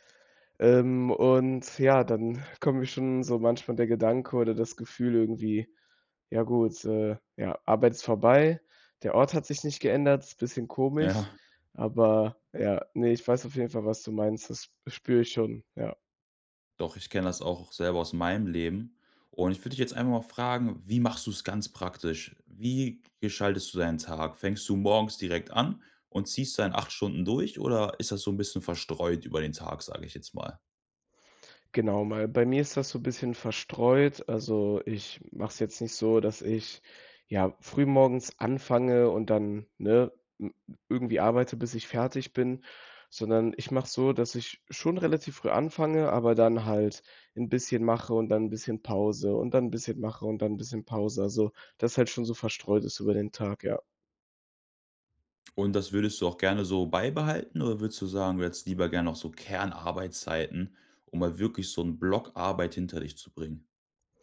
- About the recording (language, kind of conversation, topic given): German, podcast, Wie hat das Arbeiten im Homeoffice deinen Tagesablauf verändert?
- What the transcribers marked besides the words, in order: none